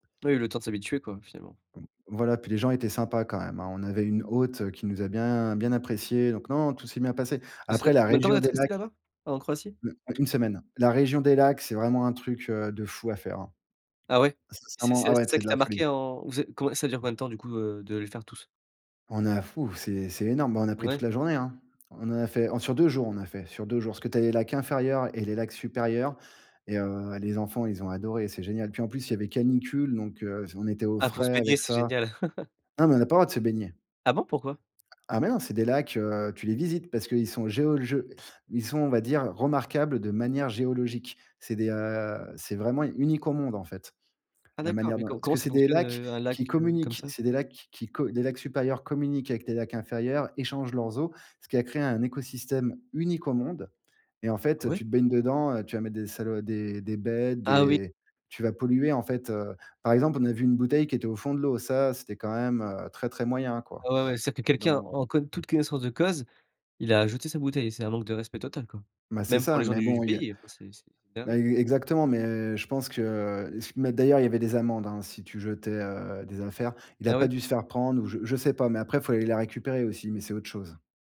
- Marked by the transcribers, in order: tapping; laugh; "géologiques" said as "géolege"
- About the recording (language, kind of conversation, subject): French, podcast, Comment trouves-tu des lieux hors des sentiers battus ?